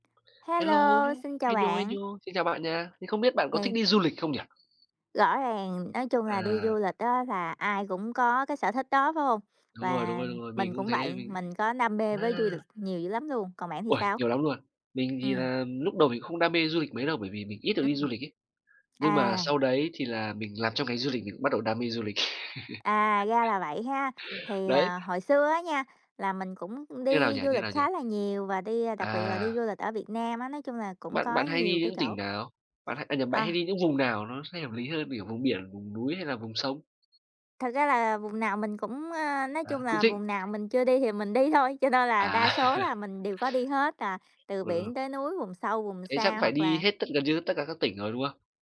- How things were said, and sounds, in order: other background noise; tapping; laugh; laughing while speaking: "thôi"; laugh
- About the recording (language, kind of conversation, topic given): Vietnamese, unstructured, Bạn nghĩ gì về việc du lịch khiến người dân địa phương bị đẩy ra khỏi nhà?
- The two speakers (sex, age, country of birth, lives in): female, 30-34, Vietnam, United States; male, 25-29, Vietnam, Vietnam